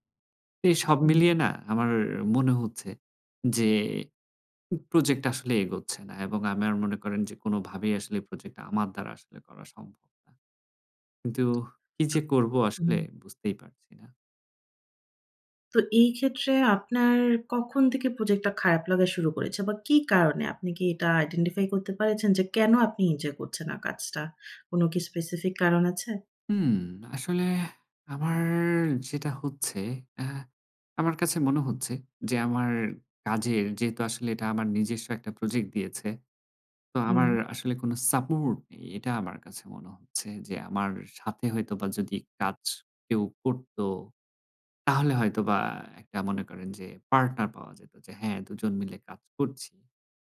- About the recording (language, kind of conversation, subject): Bengali, advice, দীর্ঘমেয়াদি প্রকল্পে মনোযোগ ধরে রাখা ক্লান্তিকর লাগছে
- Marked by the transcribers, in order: in English: "আইডেন্টিফাই"; in English: "এনজয়"; in English: "স্পেসিফিক"; tapping